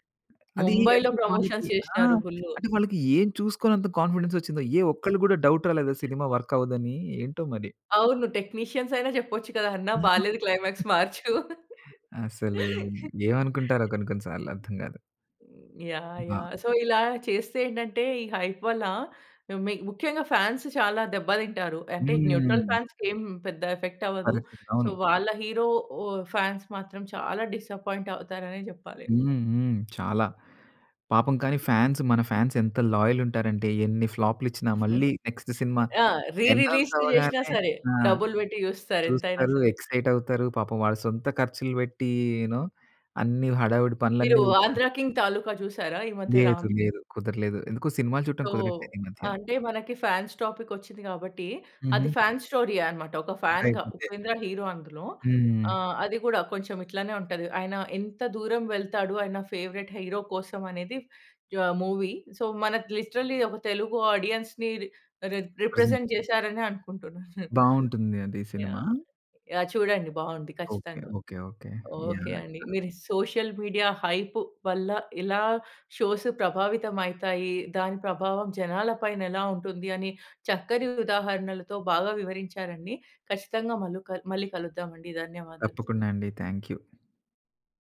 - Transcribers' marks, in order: in English: "ప్రమోషన్స్"; in English: "కాన్ఫిడెన్స్"; tapping; other background noise; in English: "డౌట్"; in English: "వర్క్"; in English: "టెక్నీషియన్స్"; chuckle; in English: "క్లైమాక్స్"; laugh; other noise; in English: "సో"; in English: "హైప్"; in English: "ఫ్యాన్స్"; in English: "న్యూట్రల్ ఫాన్స్‌కి"; in English: "ఎఫెక్ట్"; in English: "సో"; in English: "ఫ్యాన్స్"; in English: "డిసప్పాయింట్"; in English: "ఫ్యాన్స్"; in English: "ఫ్యాన్స్"; in English: "లాయల్"; giggle; in English: "నెక్స్ట్"; in English: "ఎనౌన్స్"; in English: "ఎక్సైట్"; in English: "యూ నో"; in English: "సో"; in English: "ఫ్యాన్స్ టాపిక్"; in English: "ఫ్యాన్స్ స్టోరీ"; unintelligible speech; in English: "ఫ్యాన్‌గా"; in English: "ఫేవరైట్ హీరో"; in English: "మూవీ. సో"; in English: "లిటరల్లీ"; in English: "ఆడియన్స్‌ని రి రి రిప్రజెంట్"; in English: "ప్రజెంట్"; giggle; in English: "సోషల్ మీడియా హైప్"; in English: "షోస్"
- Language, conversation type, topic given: Telugu, podcast, సోషల్ మీడియాలో వచ్చే హైప్ వల్ల మీరు ఏదైనా కార్యక్రమం చూడాలనే నిర్ణయం మారుతుందా?